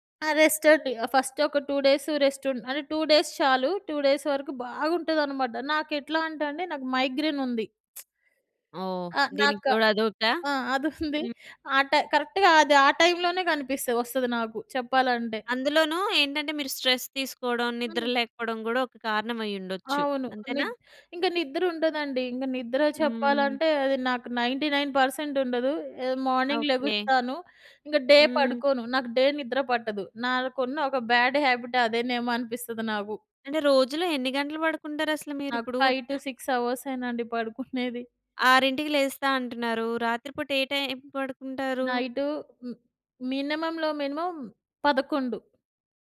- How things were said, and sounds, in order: in English: "రెస్ట్"; in English: "ఫస్ట్"; in English: "టూ డేస్ రెస్ట్"; in English: "టూ డేస్"; in English: "టూ డేస్"; in English: "మైగ్రేన్"; lip smack; in English: "కరెక్ట్‌గా"; in English: "టైమ్"; in English: "స్ట్రెస్"; in English: "నైన్టీ నైన్ పర్సెంట్"; in English: "మార్నింగ్"; in English: "డే"; in English: "డే"; in English: "బ్యాడ్ హాబిట్"; in English: "ఫైవ్ టు సిక్స్"; in English: "మినిమమ్‌లో మినిమమ్"
- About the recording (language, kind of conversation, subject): Telugu, podcast, పనిలో ఒకే పని చేస్తున్నప్పుడు ఉత్సాహంగా ఉండేందుకు మీకు ఉపయోగపడే చిట్కాలు ఏమిటి?